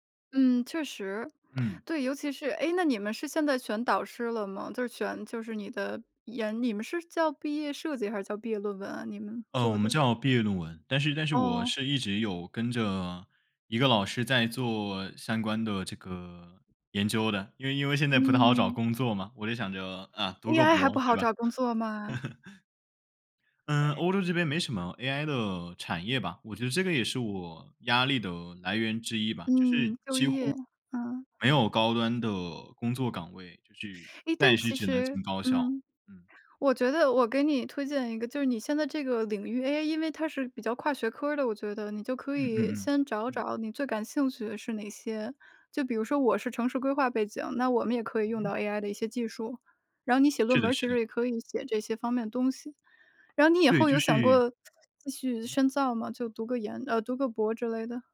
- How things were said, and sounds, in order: laugh; other background noise
- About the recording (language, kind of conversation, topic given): Chinese, unstructured, 学习压力对学生有多大影响？